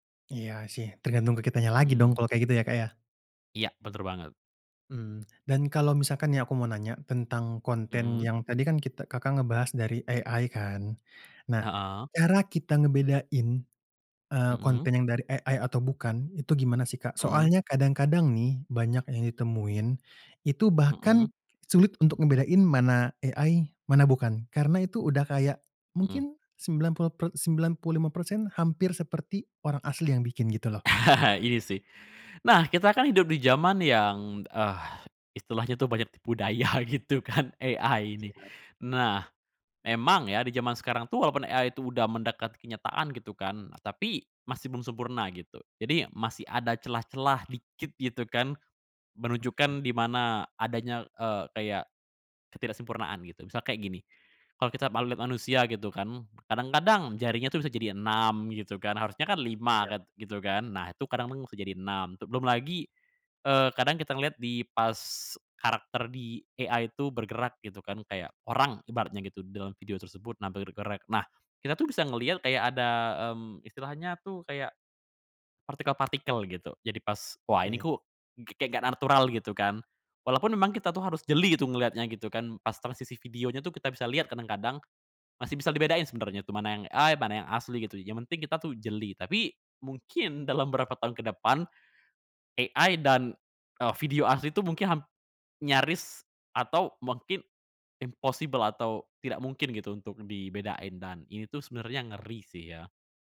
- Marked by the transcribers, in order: in English: "AI"; in English: "AI"; in English: "AI"; laugh; laughing while speaking: "tipu daya gitu kan AI"; in English: "AI"; in English: "AI"; in English: "AI"; "bergerak" said as "regerek"; tapping; in English: "AI"; laughing while speaking: "dalam berapa"; in English: "AI"; in English: "impossible"
- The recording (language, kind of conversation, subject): Indonesian, podcast, Apa yang membuat konten influencer terasa asli atau palsu?